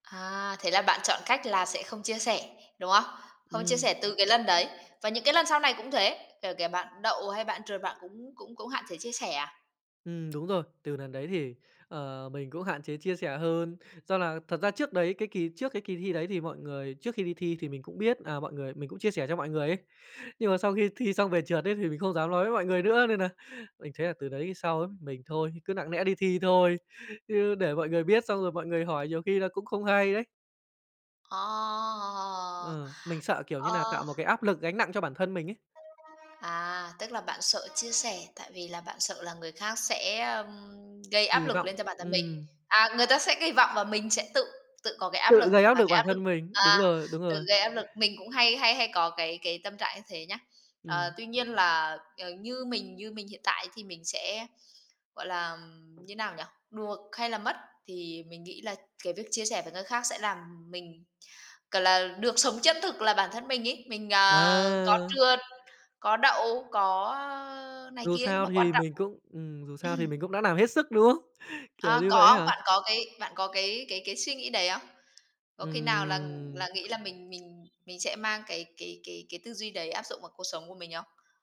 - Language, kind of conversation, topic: Vietnamese, podcast, Làm sao để học từ thất bại mà không tự trách bản thân quá nhiều?
- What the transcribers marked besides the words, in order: lip smack; "lẽ" said as "nẽ"; drawn out: "Ờ"; alarm; train; tapping; throat clearing; "làm" said as "nàm"; other background noise; horn